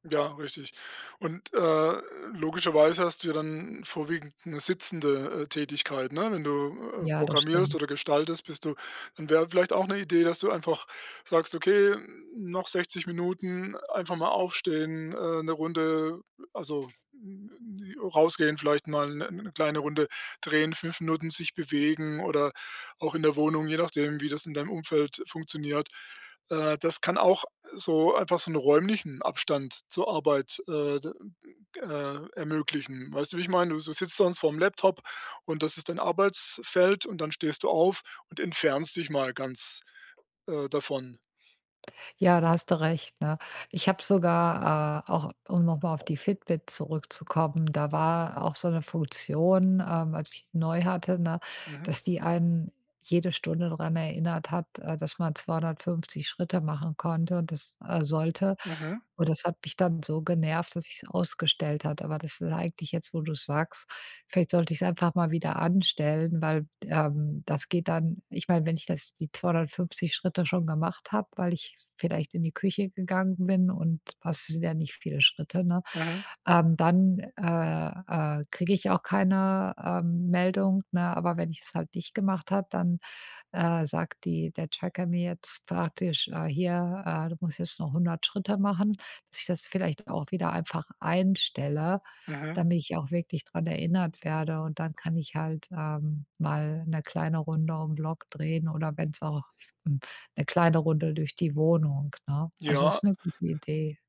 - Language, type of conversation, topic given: German, advice, Wie kann ich zuhause besser entspannen und vom Stress abschalten?
- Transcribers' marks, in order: none